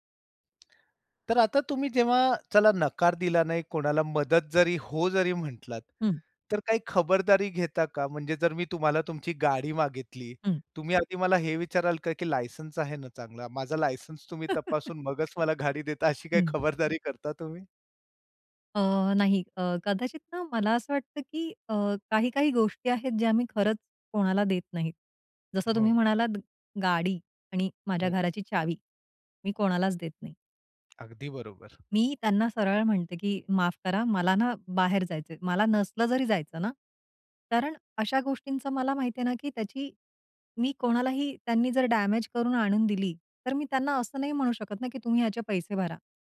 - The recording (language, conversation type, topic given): Marathi, podcast, नकार म्हणताना तुम्हाला कसं वाटतं आणि तुम्ही तो कसा देता?
- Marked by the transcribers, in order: tapping; other background noise; chuckle